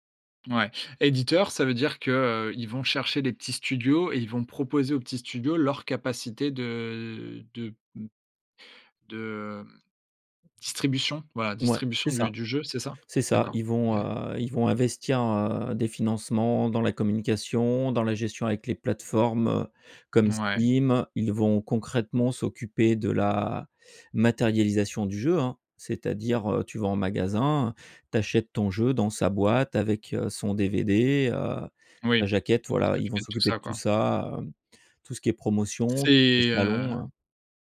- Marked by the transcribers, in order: drawn out: "de"; other background noise
- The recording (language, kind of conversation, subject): French, podcast, Quel rôle jouent les émotions dans ton travail créatif ?